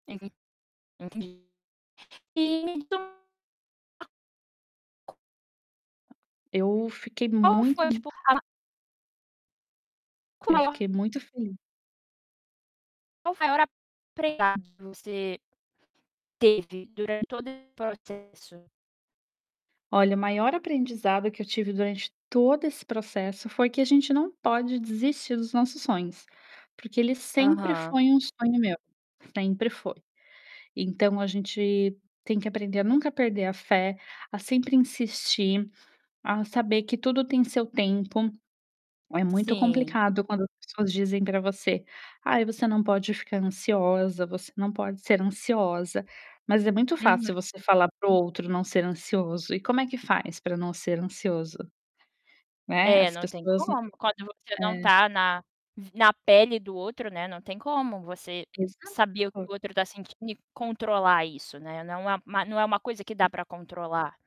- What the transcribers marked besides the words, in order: unintelligible speech; distorted speech; tapping; static
- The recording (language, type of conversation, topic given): Portuguese, podcast, Qual foi o dia que mudou a sua vida?